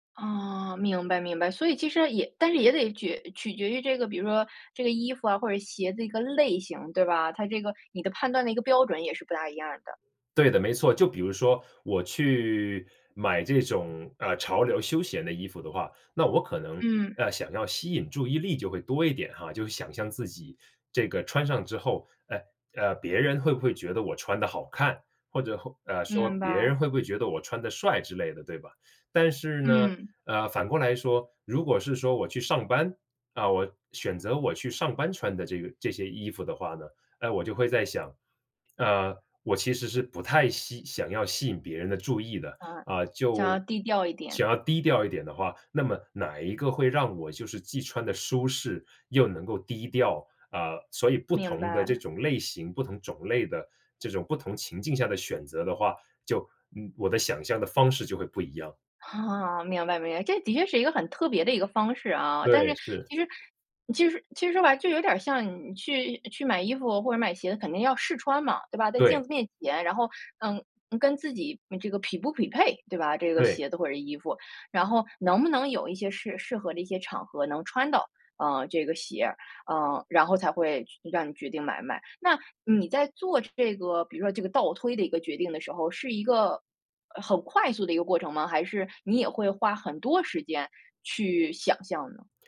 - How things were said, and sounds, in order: stressed: "类型"; joyful: "啊，明白，明白"; other background noise
- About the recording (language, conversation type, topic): Chinese, podcast, 选项太多时，你一般怎么快速做决定？